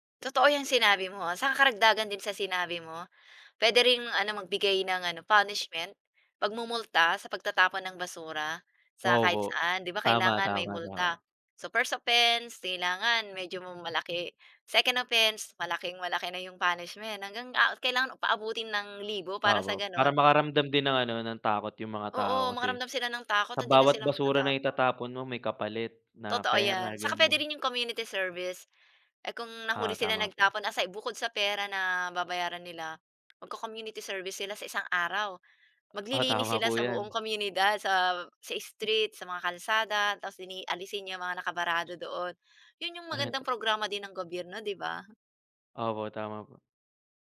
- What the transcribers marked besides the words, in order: other background noise
- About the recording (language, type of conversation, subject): Filipino, unstructured, Ano ang reaksyon mo kapag may nakikita kang nagtatapon ng basura kung saan-saan?